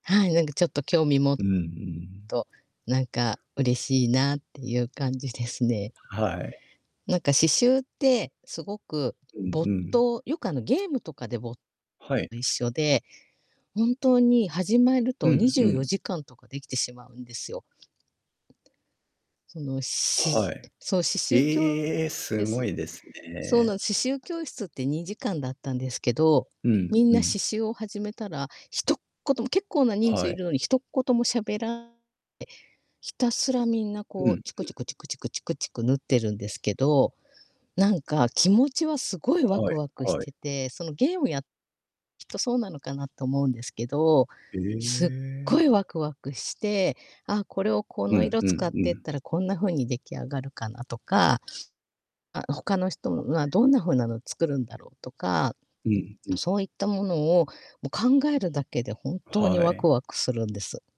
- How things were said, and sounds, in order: distorted speech; other background noise
- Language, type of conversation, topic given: Japanese, unstructured, 趣味を始めたきっかけは何ですか？